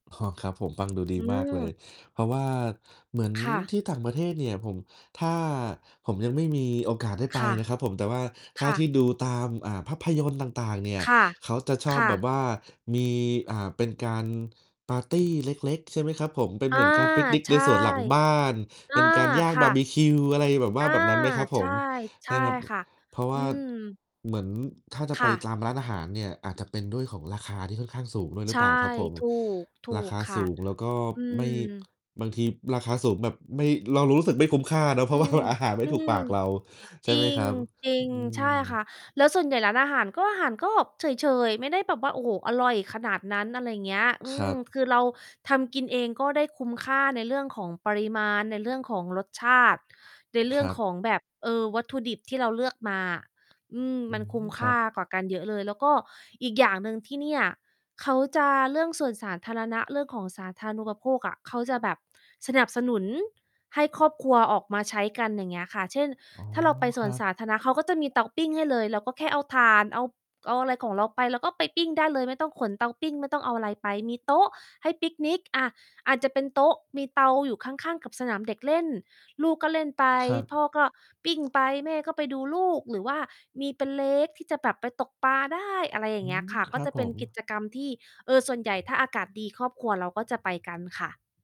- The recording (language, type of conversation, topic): Thai, unstructured, ครอบครัวของคุณชอบทำอะไรร่วมกันในวันหยุด?
- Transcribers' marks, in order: distorted speech; tapping; laughing while speaking: "เพราะว่า"; in English: "Lake"; other background noise